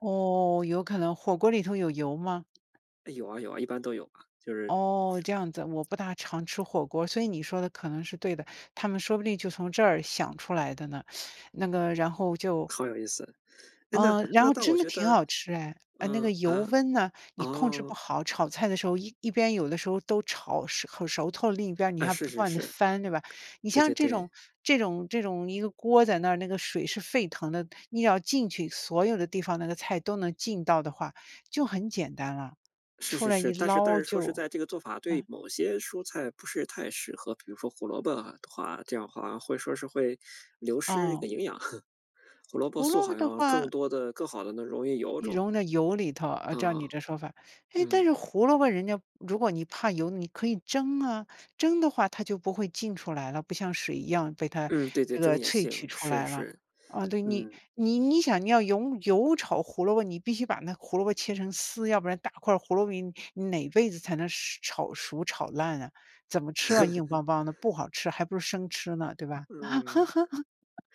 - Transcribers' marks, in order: tapping; teeth sucking; chuckle; laugh; laugh; other background noise
- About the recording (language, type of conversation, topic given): Chinese, unstructured, 你最喜欢的家常菜是什么？